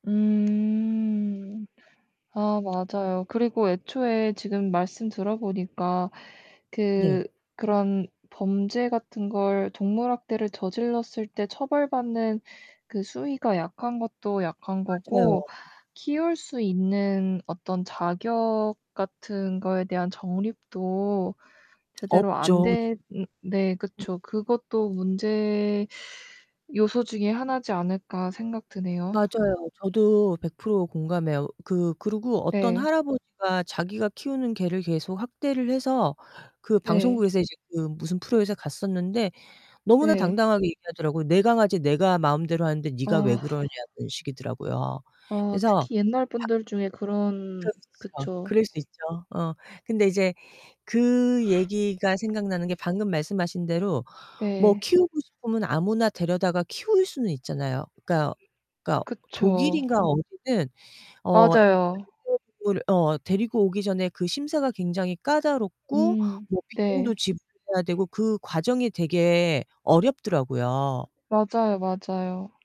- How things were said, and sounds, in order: tapping; drawn out: "음"; other background noise; distorted speech
- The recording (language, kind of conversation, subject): Korean, unstructured, 동물 학대 문제에 대해 어떻게 생각하세요?